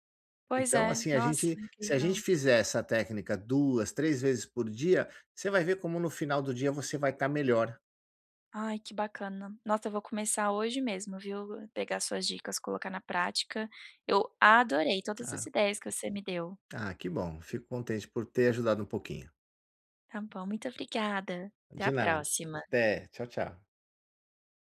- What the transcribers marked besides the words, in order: tapping
- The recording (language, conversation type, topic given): Portuguese, advice, Como posso me manter motivado(a) para fazer práticas curtas todos os dias?